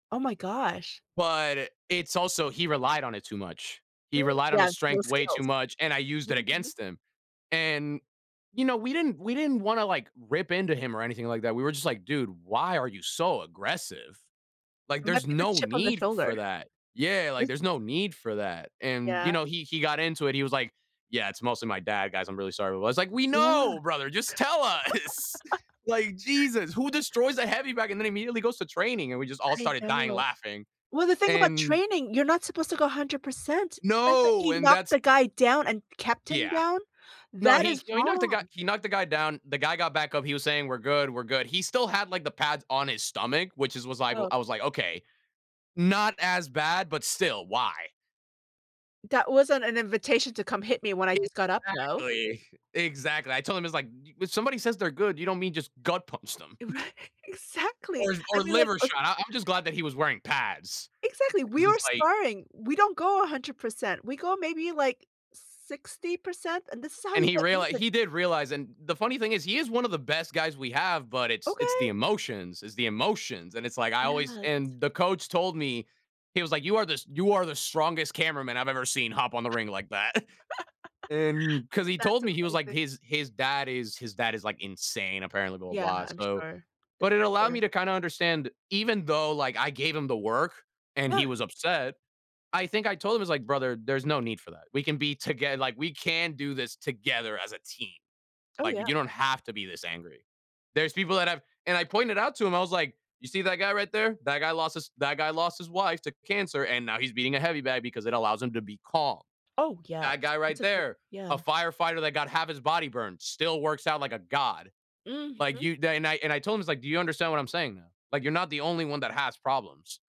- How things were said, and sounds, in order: other background noise; stressed: "know"; laughing while speaking: "us!"; laugh; alarm; laughing while speaking: "Right"; chuckle; laugh; scoff; stressed: "can"; stressed: "have"
- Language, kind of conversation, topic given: English, unstructured, How can I use teamwork lessons from different sports in my life?